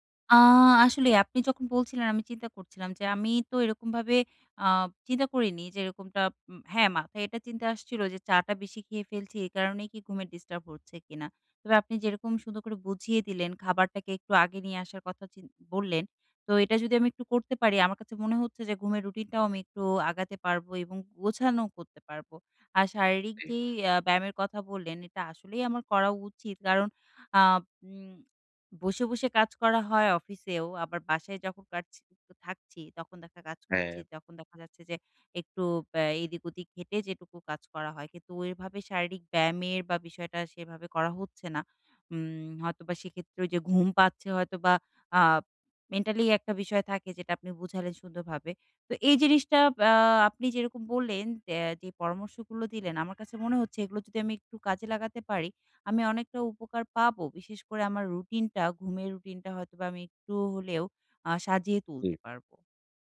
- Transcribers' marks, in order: horn
- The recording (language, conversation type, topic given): Bengali, advice, আমি কীভাবে একটি স্থির রাতের রুটিন গড়ে তুলে নিয়মিত ঘুমাতে পারি?